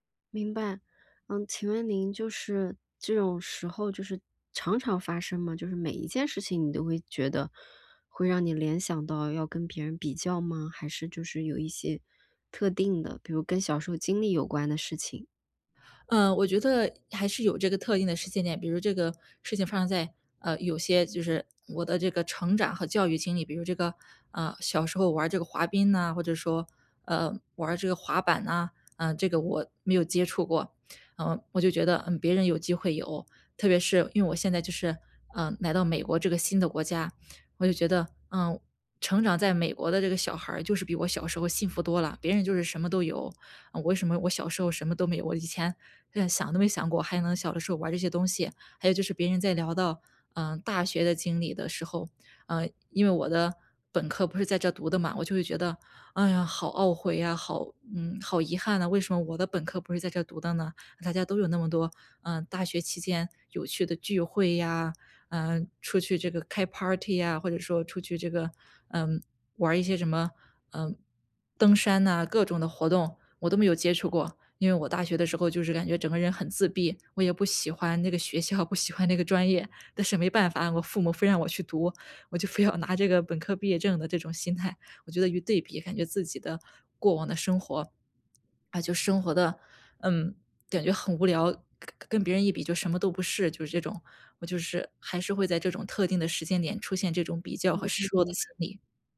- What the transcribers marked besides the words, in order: in English: "party"
- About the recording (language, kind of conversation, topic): Chinese, advice, 如何避免因为比较而失去对爱好的热情？